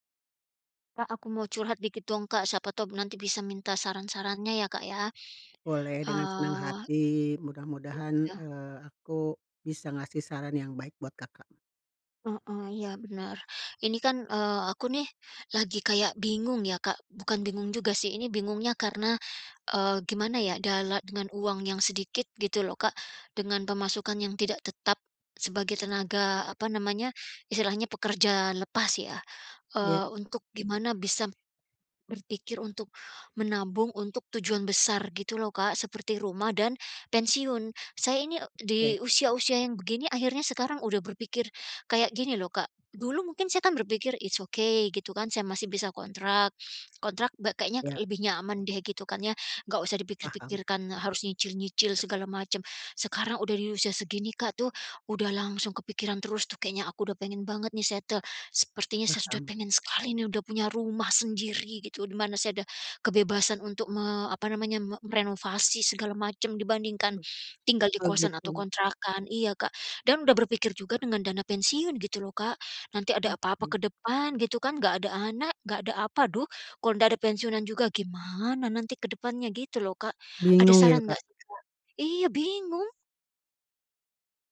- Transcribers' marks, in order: in English: "It's okay"; in English: "settle"; tapping
- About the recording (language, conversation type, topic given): Indonesian, advice, Apa saja kendala yang Anda hadapi saat menabung untuk tujuan besar seperti membeli rumah atau membiayai pendidikan anak?